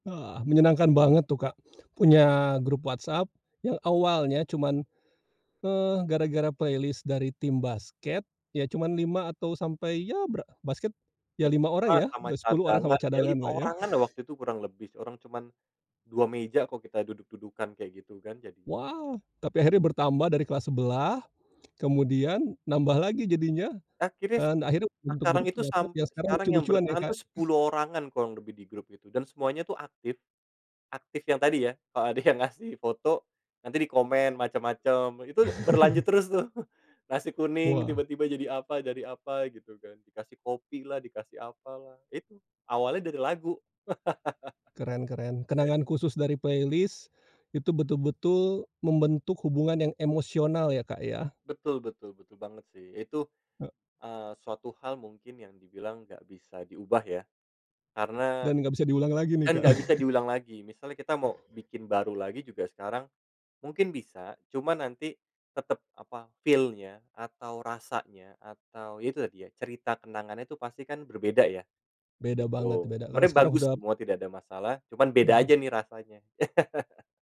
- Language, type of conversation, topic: Indonesian, podcast, Pernah nggak bikin daftar putar bareng yang bikin jadi punya kenangan khusus?
- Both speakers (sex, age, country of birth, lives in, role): male, 30-34, Indonesia, Indonesia, guest; male, 45-49, Indonesia, Indonesia, host
- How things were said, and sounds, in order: lip smack; in English: "playlist"; other background noise; lip smack; "Akhirnya" said as "ahkiris"; laughing while speaking: "kalau ada"; chuckle; sigh; laugh; in English: "playlist"; tapping; chuckle; in English: "feel-nya"; "udah" said as "hudap"; chuckle